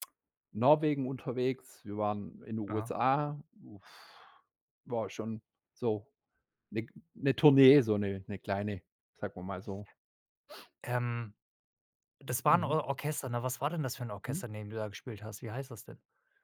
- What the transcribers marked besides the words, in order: other background noise
- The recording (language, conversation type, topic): German, podcast, Was würdest du jemandem raten, der seine musikalische Identität finden möchte?
- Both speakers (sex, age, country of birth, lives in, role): male, 35-39, Germany, Sweden, host; male, 45-49, Germany, Germany, guest